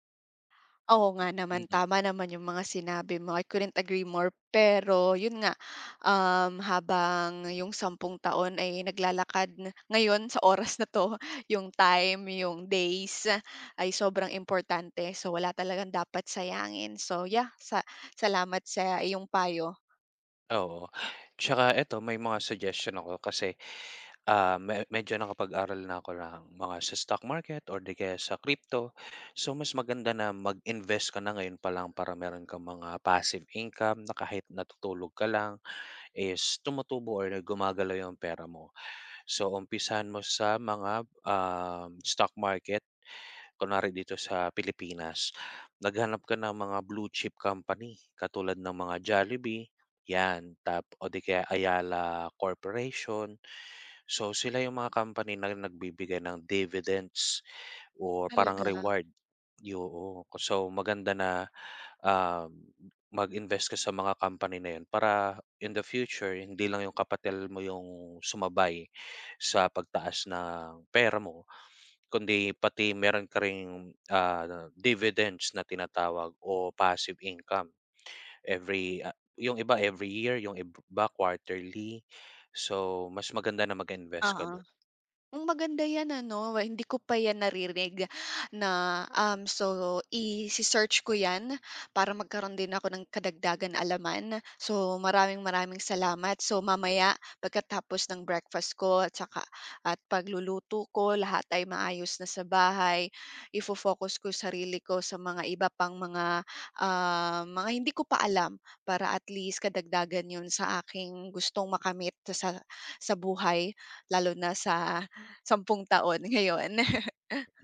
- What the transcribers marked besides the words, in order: in English: "I couldn't agree more"; laughing while speaking: "oras na 'to"; tapping; in English: "crypto"; in English: "dividends"; in English: "dividends"; in English: "passive income"; wind; chuckle
- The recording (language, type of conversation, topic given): Filipino, unstructured, Paano mo nakikita ang sarili mo sa loob ng sampung taon?
- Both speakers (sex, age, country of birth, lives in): female, 25-29, Philippines, Philippines; male, 30-34, Philippines, Philippines